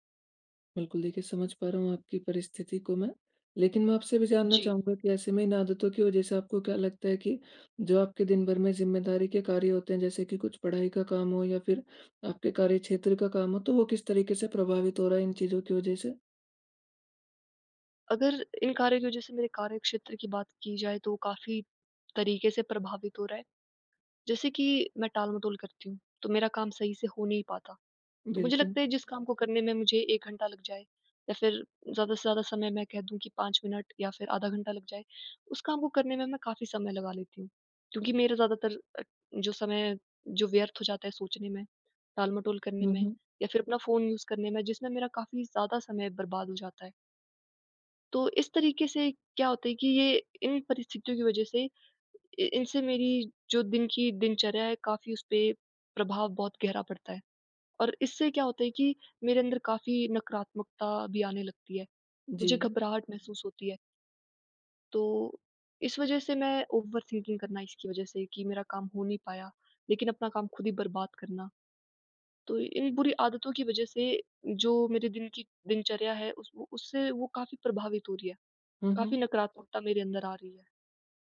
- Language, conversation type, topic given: Hindi, advice, मैं नकारात्मक आदतों को बेहतर विकल्पों से कैसे बदल सकता/सकती हूँ?
- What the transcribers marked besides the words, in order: other street noise; in English: "फ़ोन यूज़"; other background noise; in English: "ओवर-थिंकिंग"